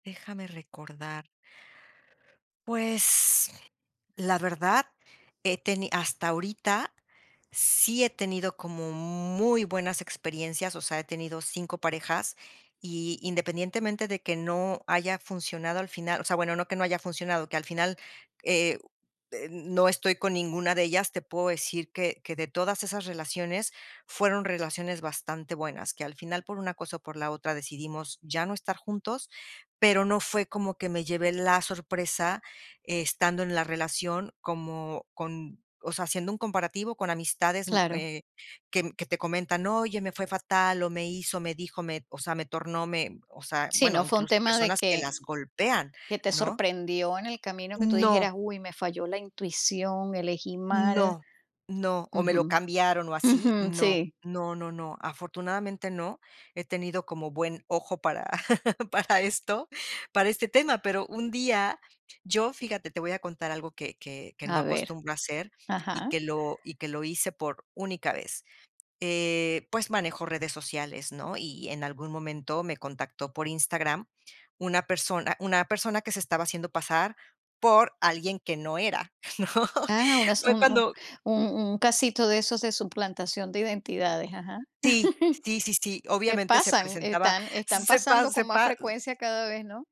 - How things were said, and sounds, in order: chuckle; laughing while speaking: "para esto"; tapping; laughing while speaking: "¿no?"; chuckle
- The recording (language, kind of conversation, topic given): Spanish, podcast, ¿Qué papel juega la intuición al elegir una pareja o una amistad?